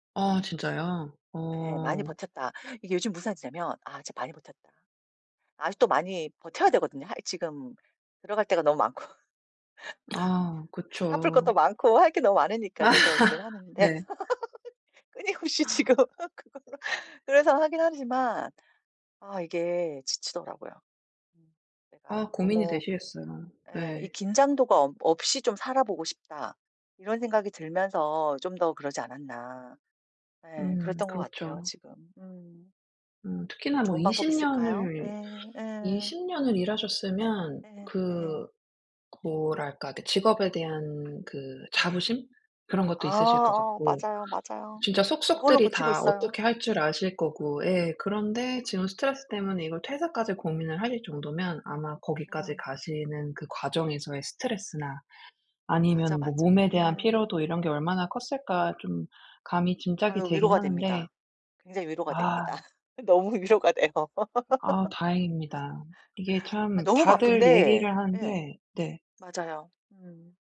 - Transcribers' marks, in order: "무슨" said as "무산"; laughing while speaking: "많고"; laugh; gasp; laugh; laughing while speaking: "끊임없이 지금 그거를"; laughing while speaking: "너무 위로가 돼요"; laugh
- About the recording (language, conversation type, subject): Korean, advice, 만성 피로를 줄이기 위해 일상에서 에너지 관리를 어떻게 시작할 수 있을까요?